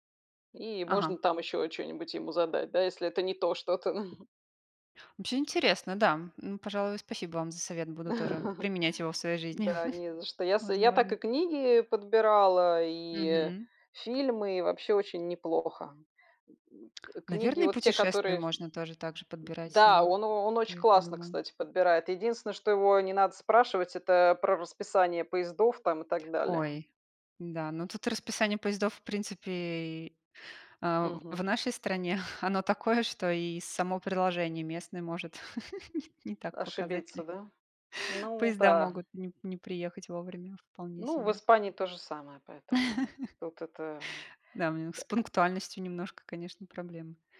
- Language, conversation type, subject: Russian, unstructured, Какое значение для тебя имеют фильмы в повседневной жизни?
- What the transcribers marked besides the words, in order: tapping; chuckle; chuckle; chuckle; other noise; chuckle; chuckle